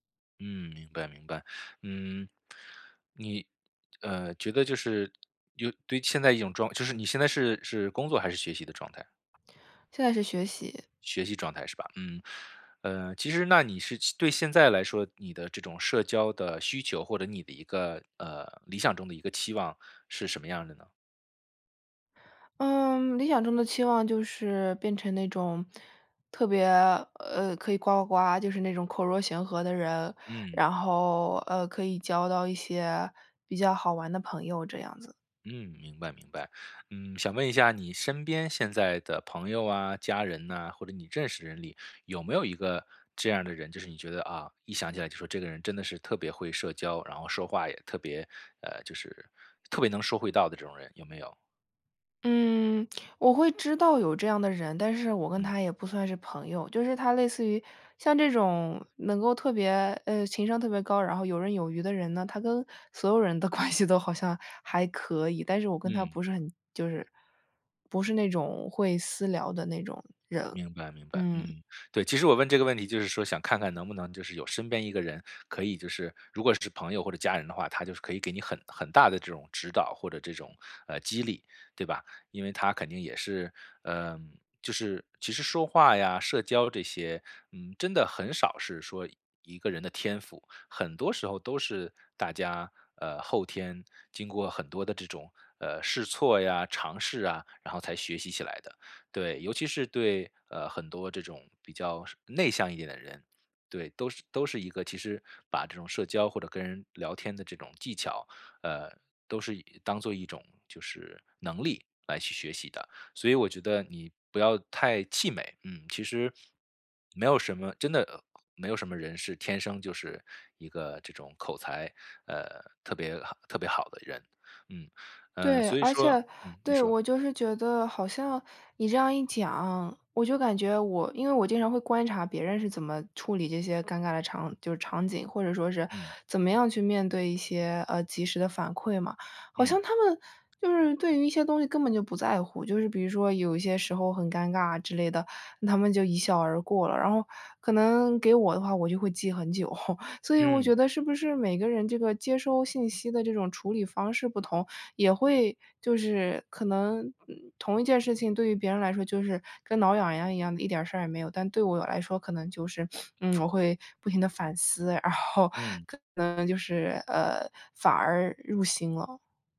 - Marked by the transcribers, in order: laughing while speaking: "关系都"; chuckle; sniff
- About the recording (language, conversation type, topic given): Chinese, advice, 社交场合出现尴尬时我该怎么做？
- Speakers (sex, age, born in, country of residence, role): female, 18-19, United States, United States, user; male, 35-39, China, United States, advisor